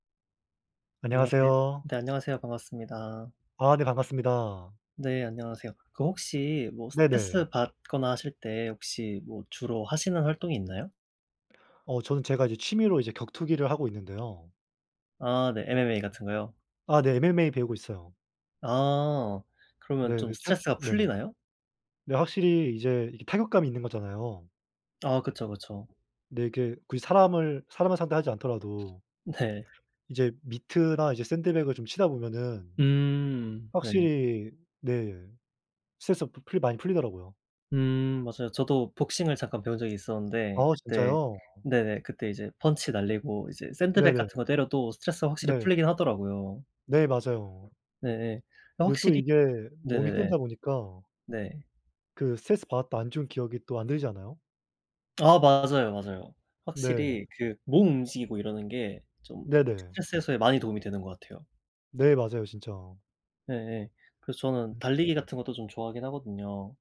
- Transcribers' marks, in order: tapping; in English: "MMA"; in English: "MMA"; laughing while speaking: "네"; in English: "미트나"
- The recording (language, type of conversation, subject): Korean, unstructured, 스트레스를 받을 때 보통 어떻게 푸세요?